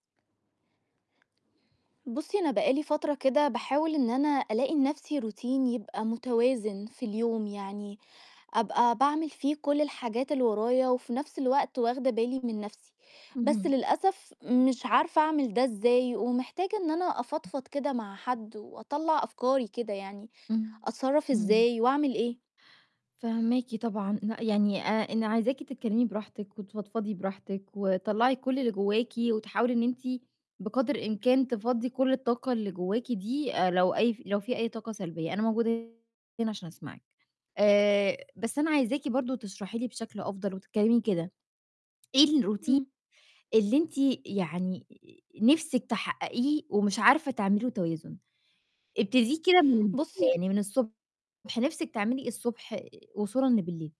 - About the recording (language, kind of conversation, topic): Arabic, advice, إزاي أقدر أعيد تصميم روتيني اليومي عشان يبقى متوازن أكتر؟
- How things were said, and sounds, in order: in English: "routine"; tapping; distorted speech; in English: "الroutine"; static